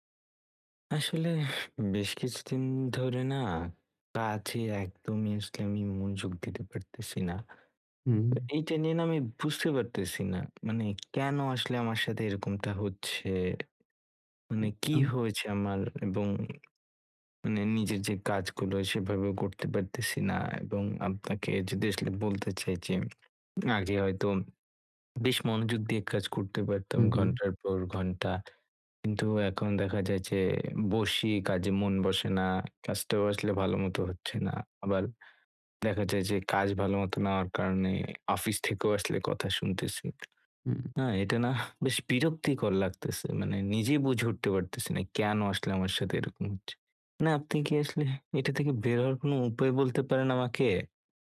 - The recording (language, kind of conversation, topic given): Bengali, advice, কাজের সময় বিভ্রান্তি কমিয়ে কীভাবে একটিমাত্র কাজে মনোযোগ ধরে রাখতে পারি?
- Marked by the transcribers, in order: tapping; other background noise